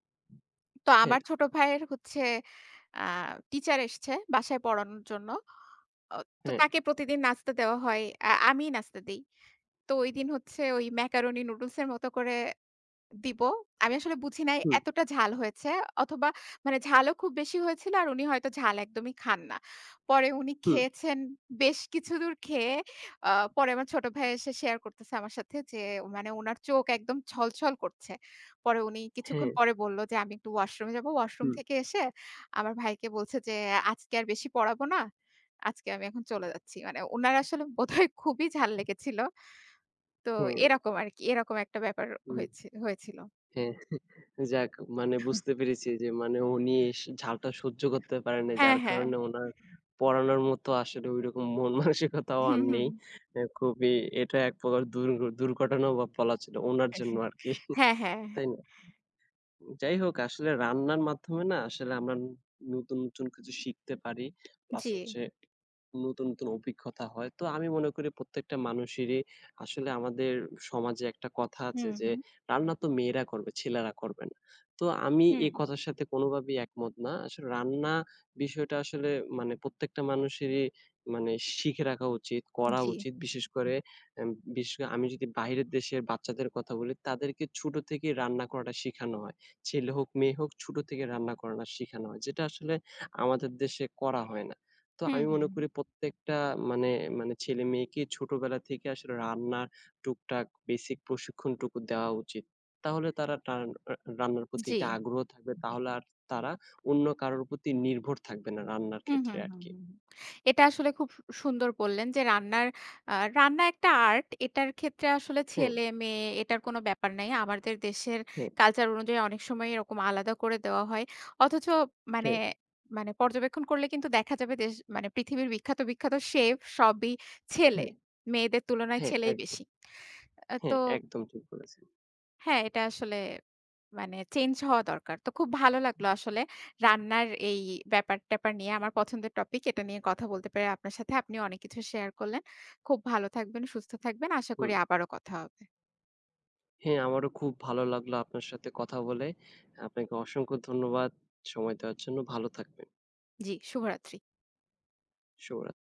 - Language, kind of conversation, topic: Bengali, unstructured, আপনি কি কখনও রান্নায় নতুন কোনো রেসিপি চেষ্টা করেছেন?
- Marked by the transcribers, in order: other background noise; tapping; laughing while speaking: "বোধহয়"; laughing while speaking: "হ্যাঁ"; cough; laughing while speaking: "মন-মানসিকতাও"; laughing while speaking: "আরকি"; chuckle